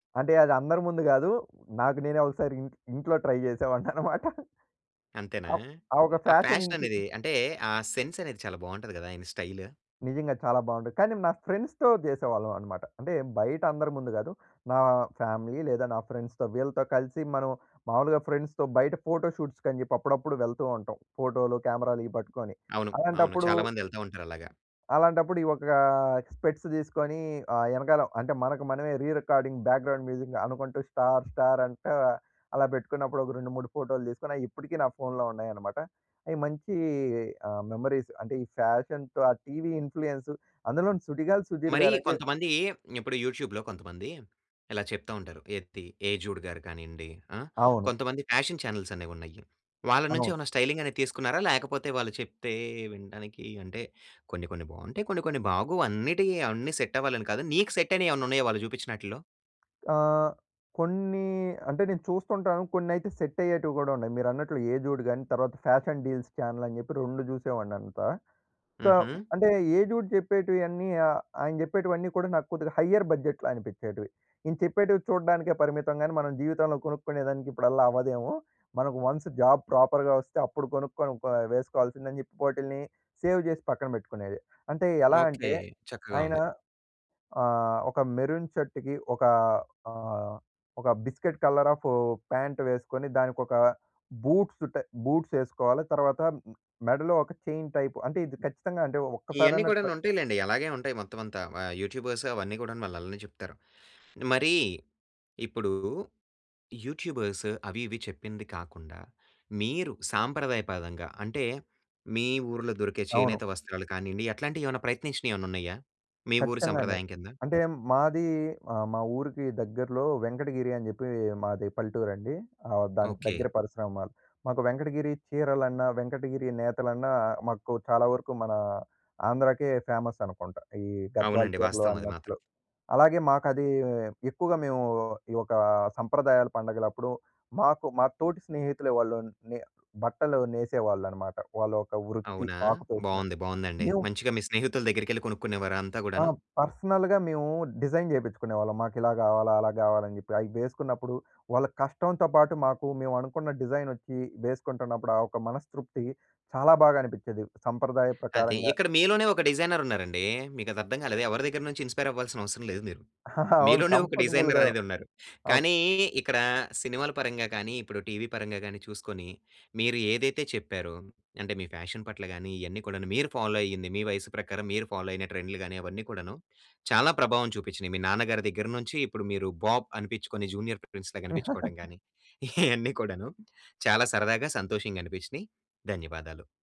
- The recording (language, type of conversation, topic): Telugu, podcast, సినిమాలు, టీవీ కార్యక్రమాలు ప్రజల ఫ్యాషన్‌పై ఎంతవరకు ప్రభావం చూపుతున్నాయి?
- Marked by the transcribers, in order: in English: "ట్రై"; chuckle; in English: "ఫ్యాషన్"; in English: "ఫ్యాషన్"; in English: "సెన్స్"; in English: "స్టైల్"; in English: "ఫ్రెండ్స్‌తో"; in English: "ఫ్యామిలీ"; in English: "ఫ్రెండ్స్‌తో"; in English: "ఫ్రెండ్స్‌తో"; in English: "స్పెక్ట్స్"; in English: "రీ రికార్డింగ్ బ్యాక్ గ్రౌండ్ మ్యూజిక్"; in English: "స్టార్ స్టార్"; in English: "మెమరీస్"; in English: "ఫ్యాషన్స్"; in English: "ఇన్‌ఫ్లుయెన్స్"; in English: "యూట్యూబ్‌లో"; in English: "ఫ్యాషన్ ఛానెల్స్"; in English: "స్టైలింగ్"; in English: "సెట్"; in English: "సెట్"; in English: "సెట్"; in English: "ఫ్యాషన్ డీల్స్ ఛానెల్"; in English: "సో"; in English: "హయర్ బడ్జెట్‌లో"; in English: "వన్స్ జాబ్ ప్రాపర్‌గా"; in English: "సేవ్"; in English: "మెరూన్ షర్ట్‌కి"; in English: "బిస్కెట్ కలర్ ఆఫ్ ప్యాంట్"; in English: "బూట్స్"; in English: "బూట్స్"; in English: "చైన్ టైప్"; in English: "ట్రై"; in English: "యూట్యూబర్స్"; in English: "యూట్యూబర్స్"; in English: "ఫేమస్"; in English: "ఆక్యుపేషన్"; in English: "పర్సనల్‌గా"; in English: "డిజైన్"; in English: "డిజైన్"; in English: "డిజైర్"; in English: "ఇన్‌స్పైర్"; chuckle; in English: "కంఫర్టబుల్‌గా"; in English: "డిజైర్"; in English: "ఫ్యాషన్"; in English: "ఫాలో"; in English: "ఫాలో"; in English: "బాబ్"; laugh; chuckle